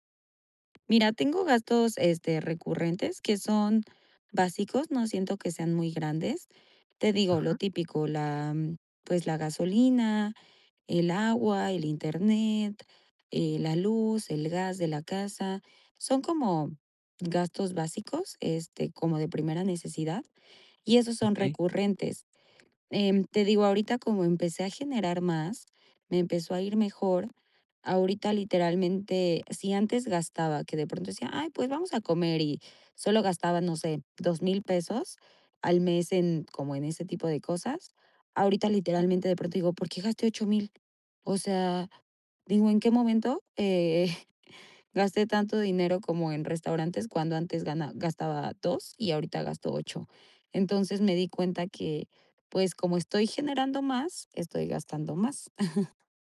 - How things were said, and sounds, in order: tapping; other background noise; chuckle; chuckle
- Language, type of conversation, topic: Spanish, advice, ¿Cómo evito que mis gastos aumenten cuando gano más dinero?